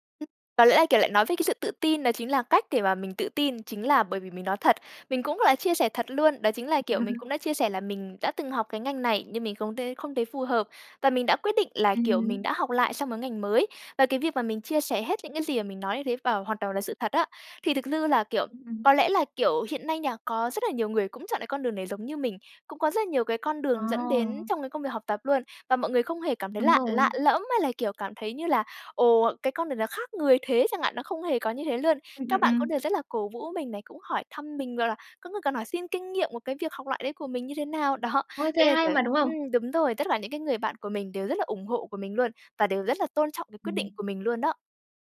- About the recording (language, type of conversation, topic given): Vietnamese, podcast, Bạn có cách nào để bớt ngại hoặc xấu hổ khi phải học lại trước mặt người khác?
- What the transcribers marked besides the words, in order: unintelligible speech; tapping; laugh; other background noise; laughing while speaking: "đó"